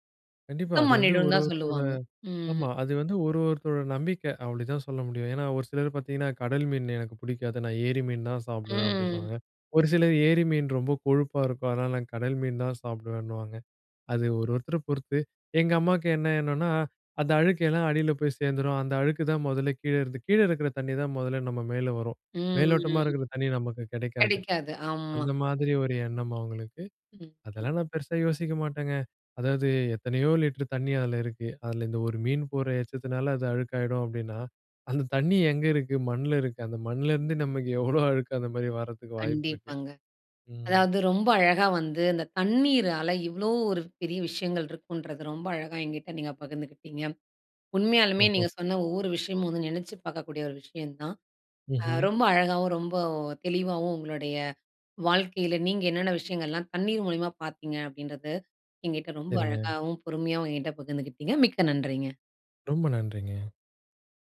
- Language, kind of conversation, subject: Tamil, podcast, தண்ணீர் அருகே அமர்ந்திருப்பது மனஅமைதிக்கு எப்படி உதவுகிறது?
- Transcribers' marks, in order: drawn out: "ம்"; chuckle